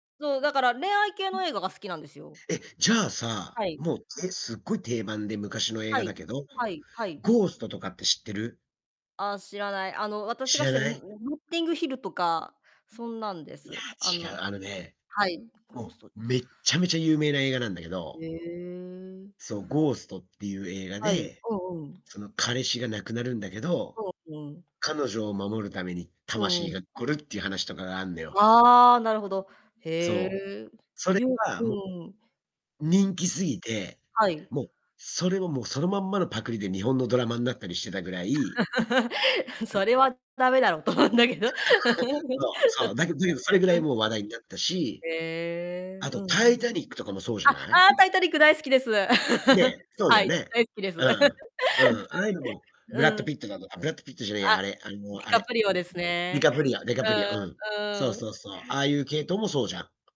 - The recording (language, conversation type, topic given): Japanese, unstructured, 好きな映画のジャンルは何ですか？
- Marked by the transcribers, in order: chuckle; laughing while speaking: "思うんだけど"; laugh; joyful: "ああ、タイタニック大好きです"; chuckle; chuckle; unintelligible speech